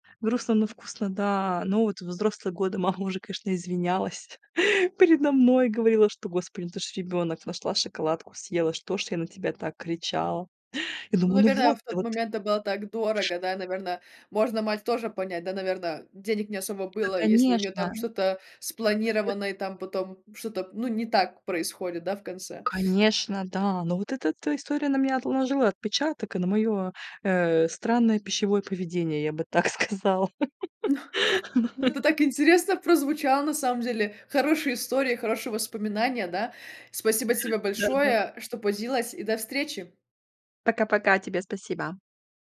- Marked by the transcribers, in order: laugh; tapping; other background noise; other noise; laugh
- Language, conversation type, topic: Russian, podcast, Какие приключения из детства вам запомнились больше всего?